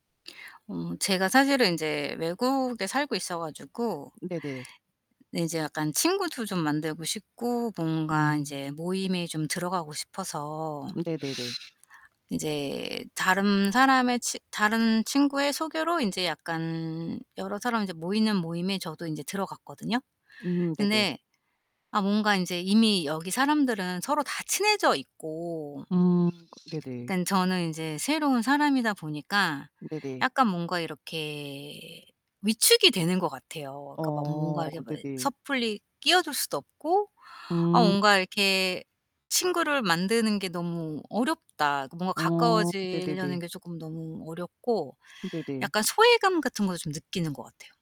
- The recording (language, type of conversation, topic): Korean, advice, 모임에서 소외감을 느끼고 위축된 경험이 있으신가요?
- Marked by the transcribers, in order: other background noise; distorted speech